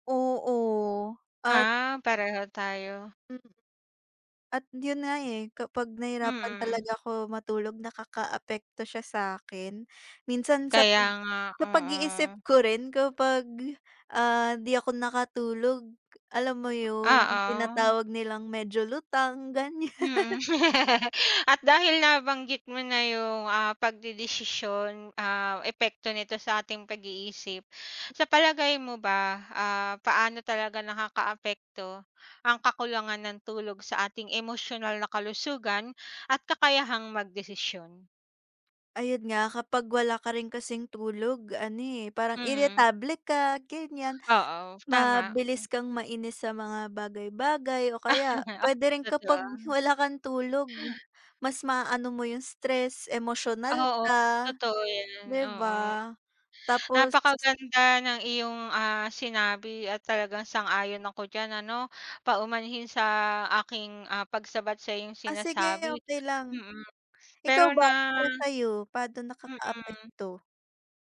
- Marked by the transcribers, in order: laugh; chuckle; chuckle
- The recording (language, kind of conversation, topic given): Filipino, unstructured, Paano mo ipapaliwanag ang kahalagahan ng pagtulog para sa ating kalusugan?